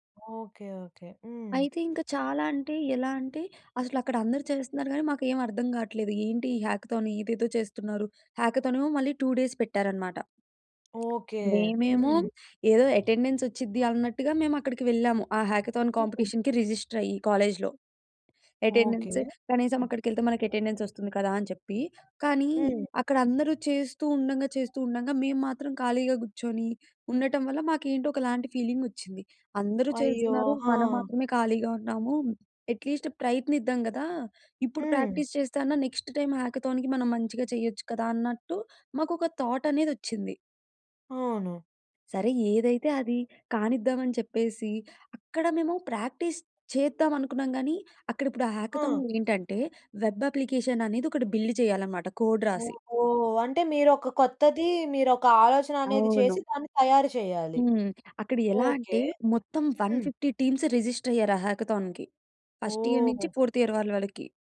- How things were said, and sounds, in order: tapping; in English: "హ్యాకథాన్"; in English: "టూ డేస్"; in English: "అటెండెన్స్"; in English: "హ్యాకథాన్ కాంపిటీషన్‌కి, రిజిస్టర్"; other noise; in English: "కాలేజ్‌లో. అటెండెన్స్"; in English: "అటెండెన్స్"; in English: "ఫీలింగ్"; other background noise; in English: "అట్‌లీస్ట్"; in English: "ప్రాక్టీస్"; in English: "నెక్స్ట్ టైమ్ హ్యాకథాన్‌కి"; in English: "థాట్"; in English: "ప్రాక్టీస్"; in English: "హాకథాన్‌లో"; in English: "వెబ్ అప్లికేషన్"; in English: "బిల్డ్"; in English: "కోడ్"; in English: "వన్ ఫిఫ్టీ టీమ్స్ రిజిస్టర్"; in English: "హాకథాన్‌కి. ఫస్ట్ ఇయర్"; in English: "ఫోర్త్ ఇయర్"; "వరకి" said as "వడికి"
- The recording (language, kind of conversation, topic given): Telugu, podcast, ప్రాక్టీస్‌లో మీరు ఎదుర్కొన్న అతిపెద్ద ఆటంకం ఏమిటి, దాన్ని మీరు ఎలా దాటేశారు?